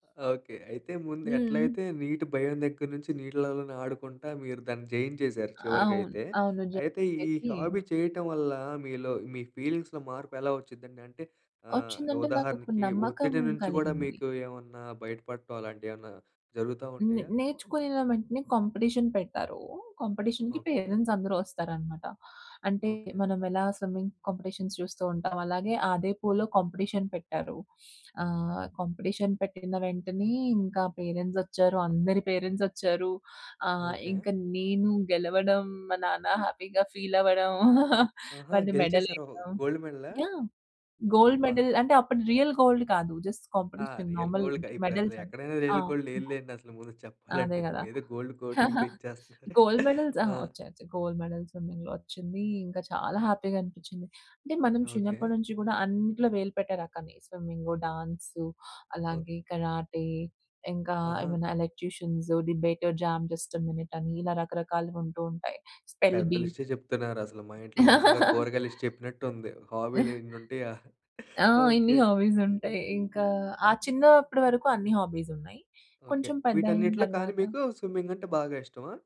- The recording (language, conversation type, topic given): Telugu, podcast, మీకు ఆనందం కలిగించే హాబీ గురించి చెప్పగలరా?
- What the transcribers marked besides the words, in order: in English: "హాబీ"; in English: "ఫీలింగ్స్‌లో"; in English: "కాంపిటీషన్"; in English: "కాంపిటీషన్‌కి పేరెంట్స్"; in English: "స్విమ్మింగ్ కాంపిటీషన్స్"; in English: "పూల్‌లో కాంపిటీషన్"; in English: "పేరెంట్స్"; in English: "పేరెంట్స్"; in English: "హ్యాపీగా ఫీల్"; laugh; in English: "మెడల్"; in English: "గోల్డ్ మెడలా?"; in English: "గోల్డ్ మెడల్"; in English: "రియల్ గోల్డ్"; in English: "జస్ట్ కాంపిటీషన్. నార్మల్ మెడల్స్"; in English: "రియల్ గోల్డ్"; in English: "రియల్ గోల్డ్"; chuckle; in English: "గోల్డ్ మెడల్స్"; in English: "గోల్డ్ కోటింగ్"; in English: "గోల్డ్ మెడల్ స్విమ్మింగ్‌లో"; chuckle; in English: "హ్యాపీగా"; in English: "స్విమ్మింగ్, డాన్స్"; in English: "ఎలక్యూషియన్స్, డిబేట్, జామ్ జస్ట్ మిట్"; in English: "స్పెల్ బి"; in English: "లిస్టే"; laugh; in English: "లిస్ట్"; other noise; in English: "హాబీస్"; chuckle; in English: "హాబీస్"; in English: "స్విమ్మింగ్"